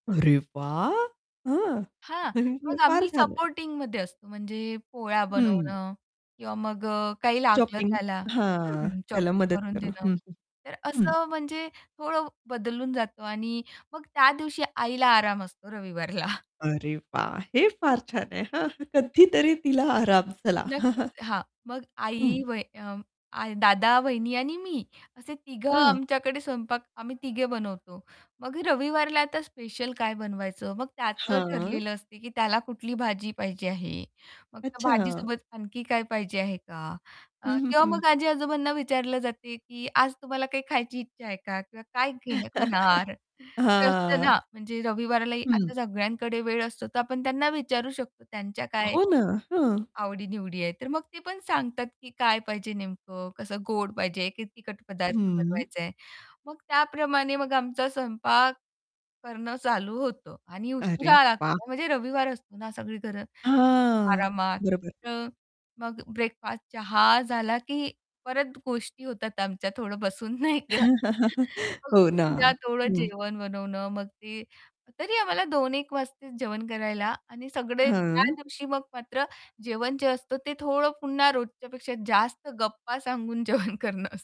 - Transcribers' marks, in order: surprised: "अरे वाह!"; other background noise; distorted speech; chuckle; laughing while speaking: "हे फार छान आहे"; static; in English: "चॉपिंग"; in English: "चॉपिंग"; laughing while speaking: "रविवारला"; chuckle; chuckle; tapping; laughing while speaking: "उशिरा"; chuckle; laughing while speaking: "नाही का?"; laughing while speaking: "जेवण करणं असतं"
- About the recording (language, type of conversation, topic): Marathi, podcast, घरात सगळे मिळून जेवण बनवण्याची तुमच्याकडे काय पद्धत आहे?